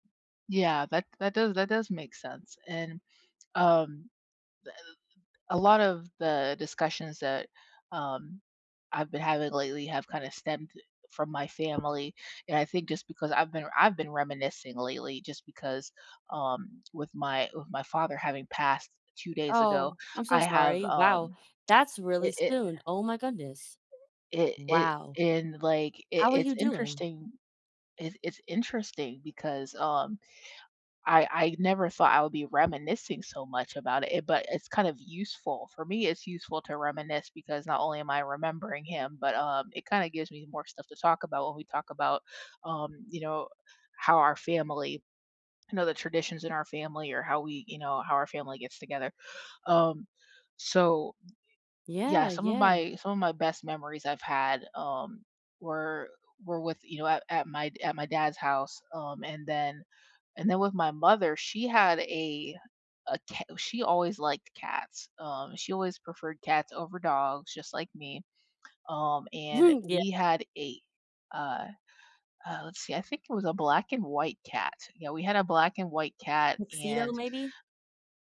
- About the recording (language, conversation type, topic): English, unstructured, How have pets brought your friends and family closer together lately?
- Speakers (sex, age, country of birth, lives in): female, 30-34, United States, United States; female, 35-39, United States, United States
- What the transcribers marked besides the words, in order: other background noise; tsk; chuckle